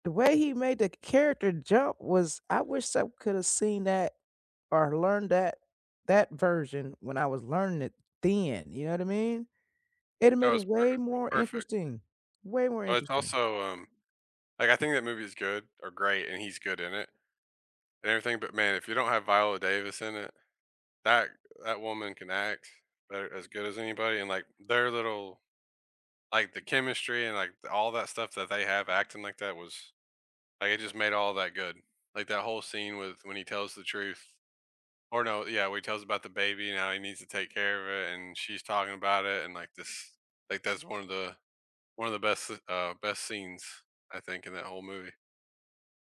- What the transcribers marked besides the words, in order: other background noise
- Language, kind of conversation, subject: English, unstructured, Which actors would you watch in anything, and which of their recent roles impressed you?